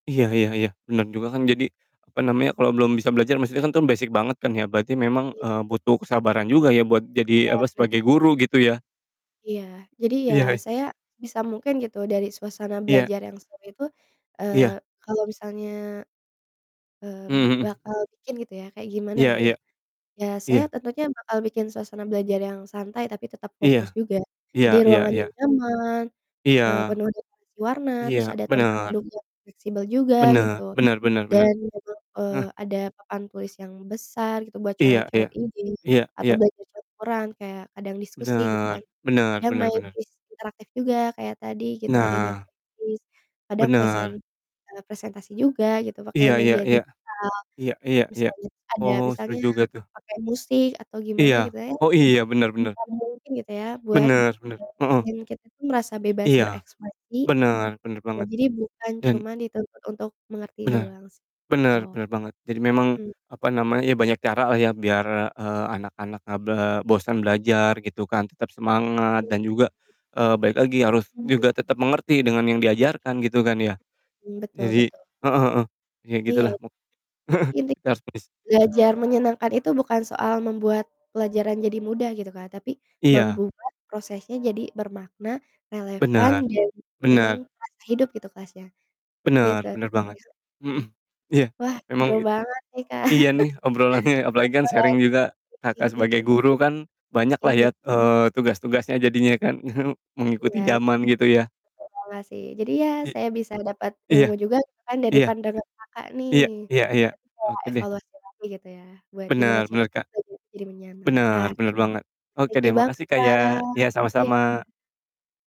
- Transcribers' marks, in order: distorted speech; "Jadi" said as "yadji"; chuckle; other background noise; laughing while speaking: "obrolannya"; in English: "sharing"; laugh; unintelligible speech; chuckle
- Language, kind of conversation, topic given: Indonesian, unstructured, Menurut kamu, bagaimana cara membuat belajar jadi lebih menyenangkan?
- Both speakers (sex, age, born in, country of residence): female, 25-29, Indonesia, Indonesia; male, 40-44, Indonesia, Indonesia